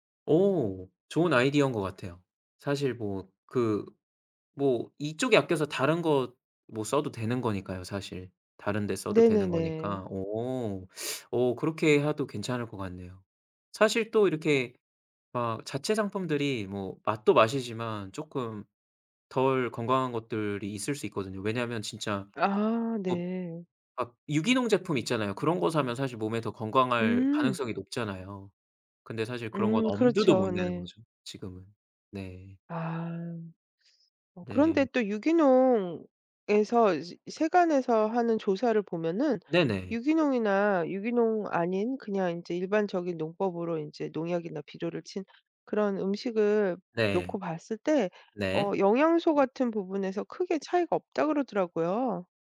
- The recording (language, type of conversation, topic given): Korean, advice, 예산이 부족해서 건강한 음식을 사기가 부담스러운 경우, 어떻게 하면 좋을까요?
- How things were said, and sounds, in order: tapping